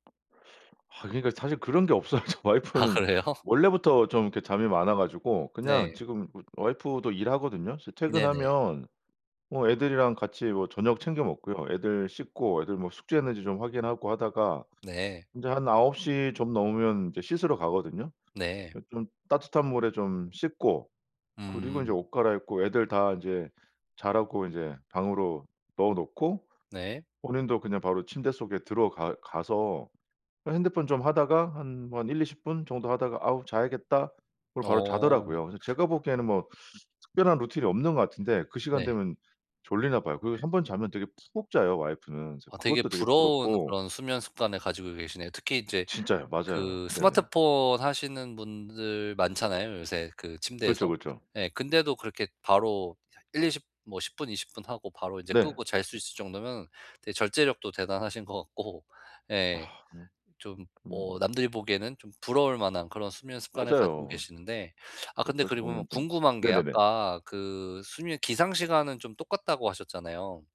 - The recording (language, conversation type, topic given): Korean, advice, 취침 전 루틴을 만들기 위해 잠들기 전 시간을 어떻게 보내면 좋을까요?
- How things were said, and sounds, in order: tapping; laughing while speaking: "없어요. 저 와이프는"; laughing while speaking: "아 그래요?"; laughing while speaking: "것"; unintelligible speech